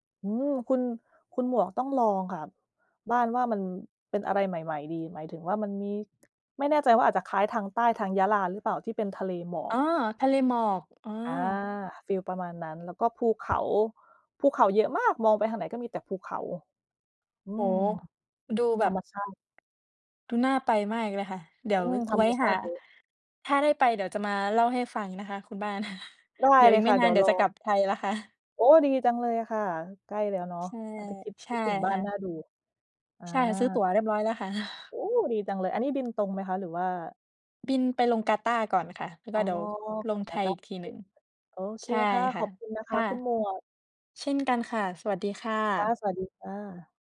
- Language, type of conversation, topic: Thai, unstructured, ธรรมชาติส่งผลต่อความรู้สึกของเราอย่างไรบ้าง?
- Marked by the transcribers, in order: tapping; stressed: "มาก"; chuckle; other background noise